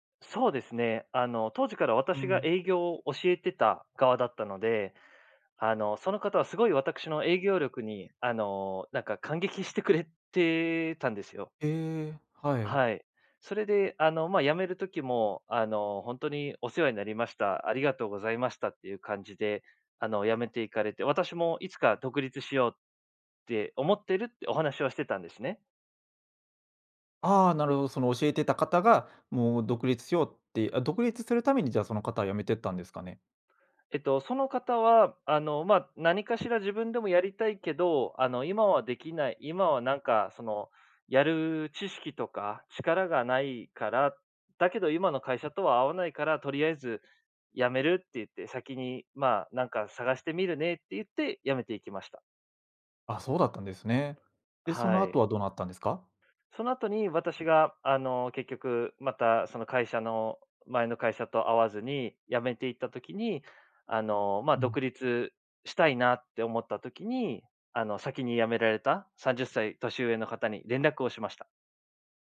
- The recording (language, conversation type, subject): Japanese, podcast, 偶然の出会いで人生が変わったことはありますか？
- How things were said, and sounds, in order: other background noise